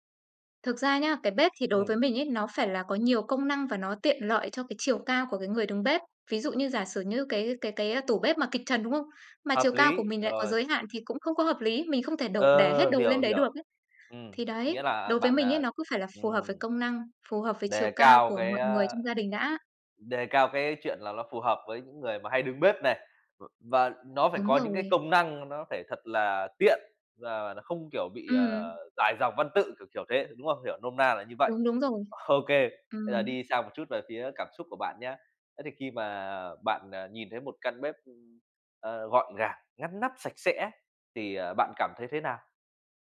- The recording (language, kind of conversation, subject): Vietnamese, podcast, Bạn có mẹo nào để giữ bếp luôn gọn gàng không?
- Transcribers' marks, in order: laugh; laughing while speaking: "Ô kê"; tapping